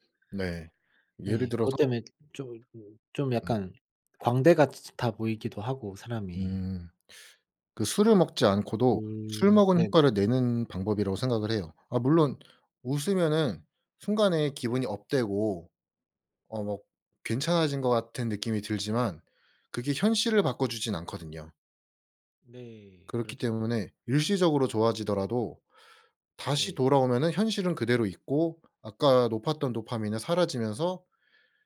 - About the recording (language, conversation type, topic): Korean, unstructured, 좋은 감정을 키우기 위해 매일 실천하는 작은 습관이 있으신가요?
- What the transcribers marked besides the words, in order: other background noise; tapping; in English: "업되고"